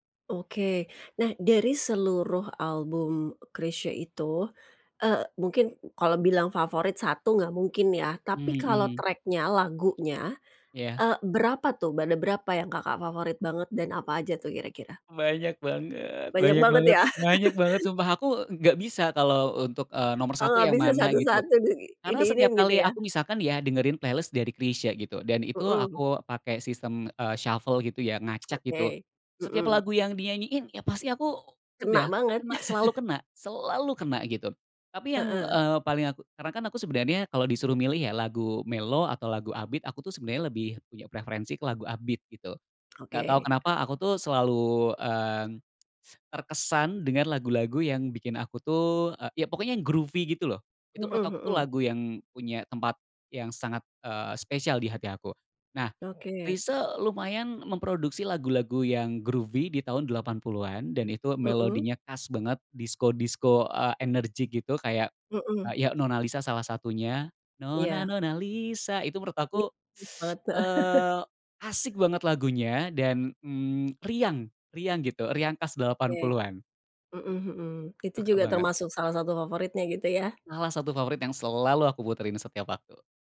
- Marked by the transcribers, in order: in English: "track-nya"; put-on voice: "Banyak banget, banyak banget, banyak banget"; laugh; in English: "playlist"; other background noise; in English: "shuffle"; chuckle; in English: "mellow"; in English: "up beat"; in English: "up beat"; tapping; in English: "groovy"; in English: "groovy"; unintelligible speech; singing: "Nona, nona, Lisa"; laugh
- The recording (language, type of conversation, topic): Indonesian, podcast, Siapa musisi yang pernah mengubah cara kamu mendengarkan musik?
- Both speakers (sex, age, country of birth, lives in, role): female, 45-49, Indonesia, Indonesia, host; male, 35-39, Indonesia, Indonesia, guest